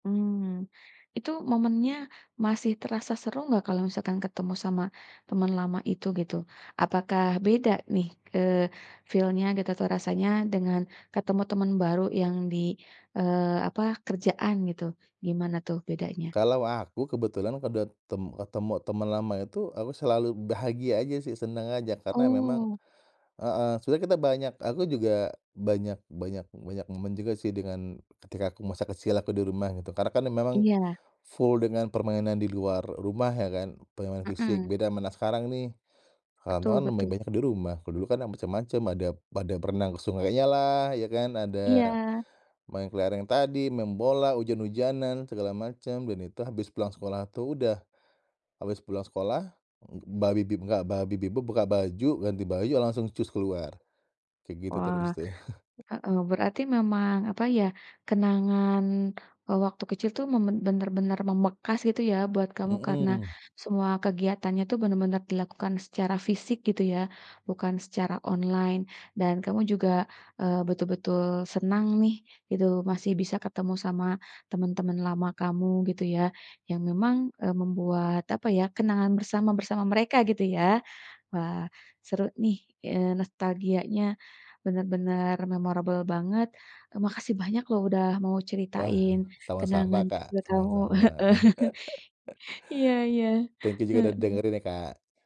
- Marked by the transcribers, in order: in English: "feel-nya"; other noise; chuckle; other background noise; "memang" said as "memen"; in English: "memorable"; laugh; laughing while speaking: "Heeh"; chuckle
- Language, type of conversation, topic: Indonesian, podcast, Kenangan kecil apa di rumah yang paling kamu ingat?